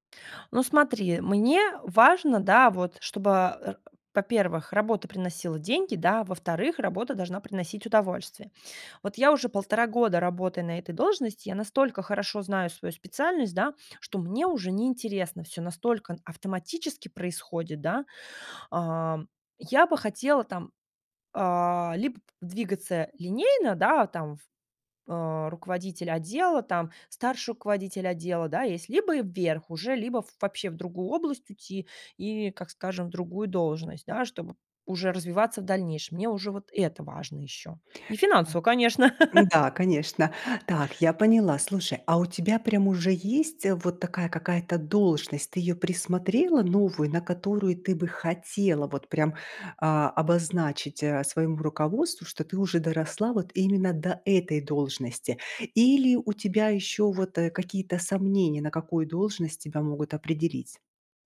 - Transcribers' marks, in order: tapping; laugh
- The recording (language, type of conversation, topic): Russian, advice, Как попросить у начальника повышения?